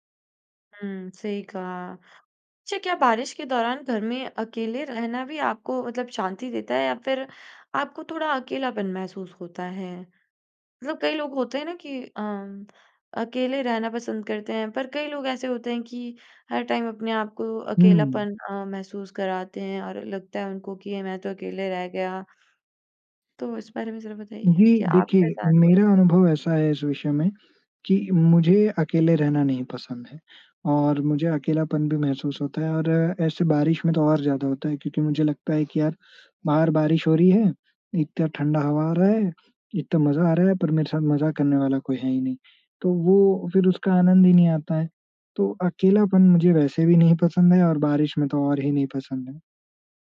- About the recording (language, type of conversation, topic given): Hindi, podcast, बारिश में घर का माहौल आपको कैसा लगता है?
- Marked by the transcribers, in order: other background noise